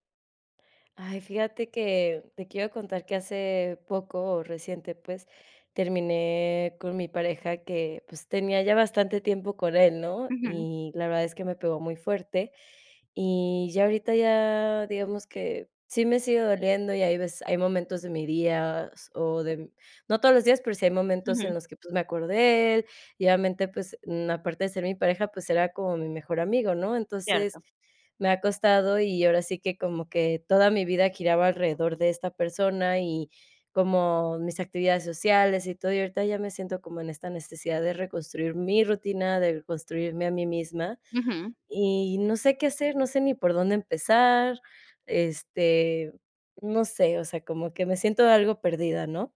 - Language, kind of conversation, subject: Spanish, advice, ¿Cómo puedo afrontar el fin de una relación larga y reconstruir mi rutina diaria?
- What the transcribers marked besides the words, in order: none